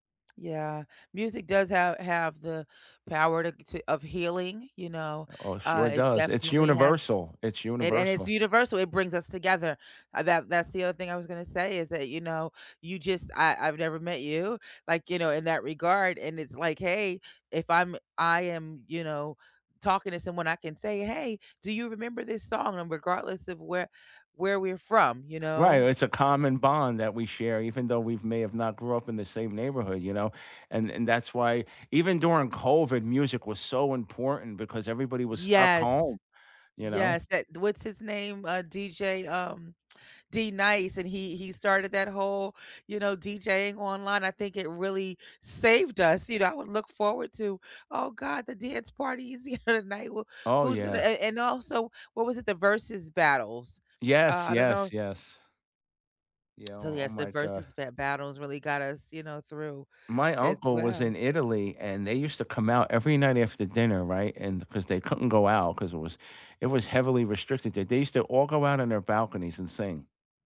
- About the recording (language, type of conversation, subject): English, unstructured, How do you usually decide what music to listen to in your free time?
- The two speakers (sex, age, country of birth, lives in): female, 50-54, United States, United States; male, 60-64, United States, United States
- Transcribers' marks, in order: other background noise; dog barking; laughing while speaking: "here tonight"